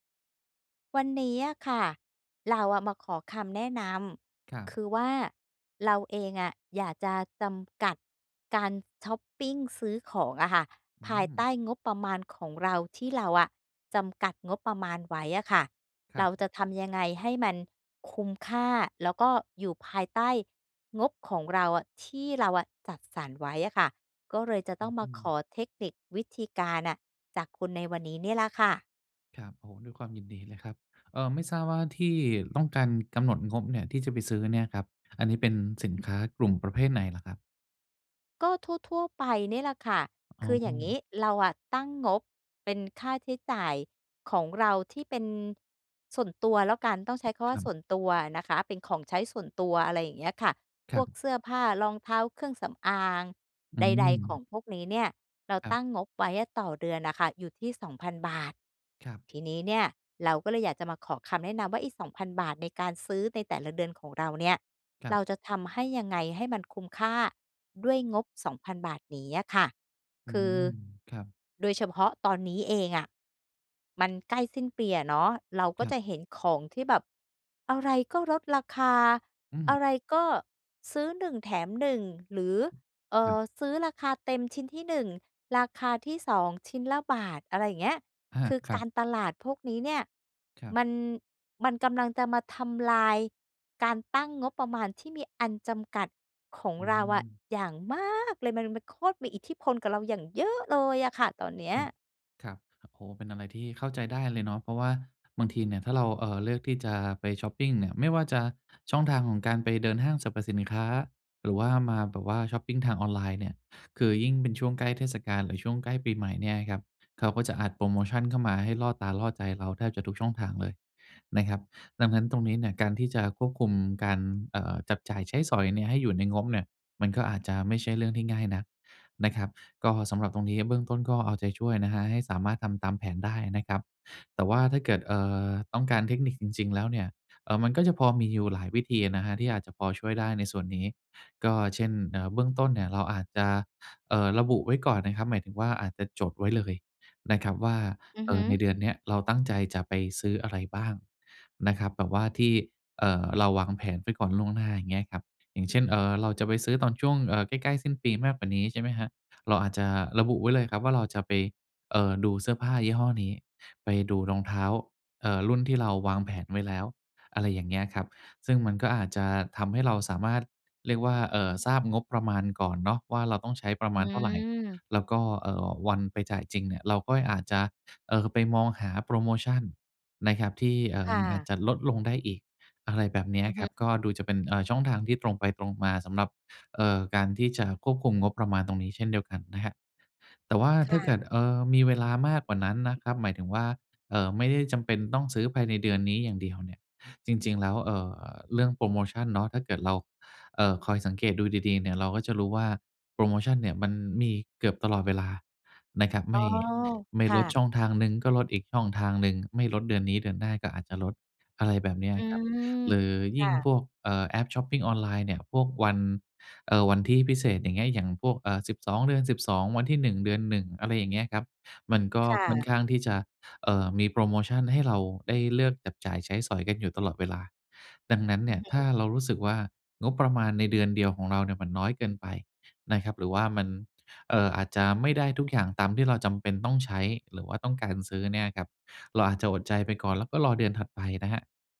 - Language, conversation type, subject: Thai, advice, จะช้อปของจำเป็นและเสื้อผ้าให้คุ้มค่าภายใต้งบประมาณจำกัดได้อย่างไร?
- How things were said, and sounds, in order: stressed: "มาก"; stressed: "เยอะ"; other background noise